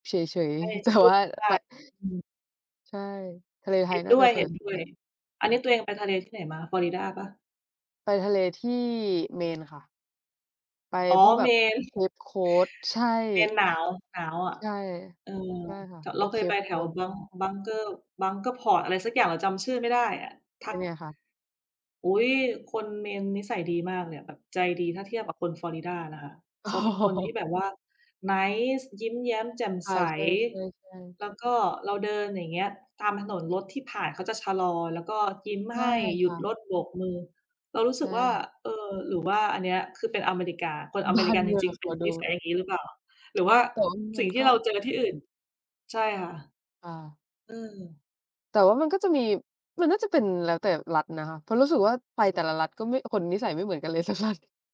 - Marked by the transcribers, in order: laughing while speaking: "แต่"; laughing while speaking: "อ๋อ"; in English: "nice"; laughing while speaking: "บ้านเมือง"; other background noise; laughing while speaking: "สักรัฐ"
- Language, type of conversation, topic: Thai, unstructured, คุณชอบไปเที่ยวธรรมชาติที่ไหนมากที่สุด?